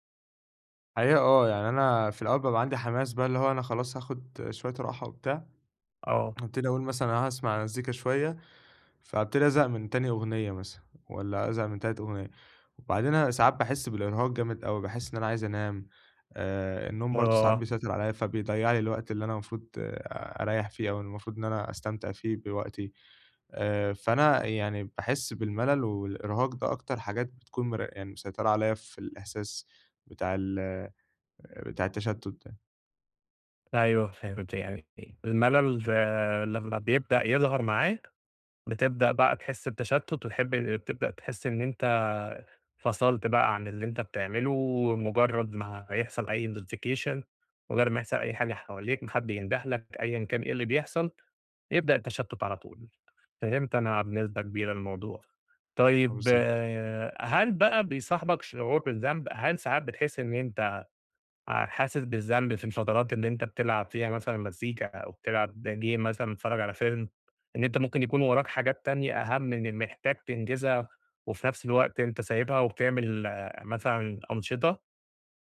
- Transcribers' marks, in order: tapping; in English: "مزيكا"; unintelligible speech; in English: "نوتفيكيشن"; in English: "game"
- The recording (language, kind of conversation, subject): Arabic, advice, ليه بقيت بتشتت ومش قادر أستمتع بالأفلام والمزيكا والكتب في البيت؟